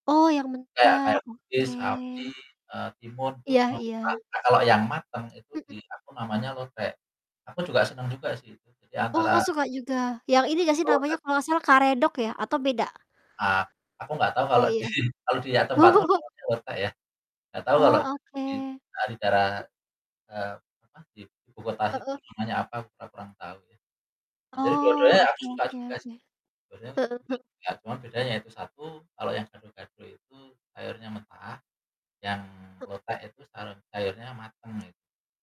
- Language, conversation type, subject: Indonesian, unstructured, Makanan apa yang selalu bisa membuatmu bahagia?
- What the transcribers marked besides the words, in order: static; distorted speech; unintelligible speech; other background noise; laughing while speaking: "Oh"; unintelligible speech; other noise; unintelligible speech; tapping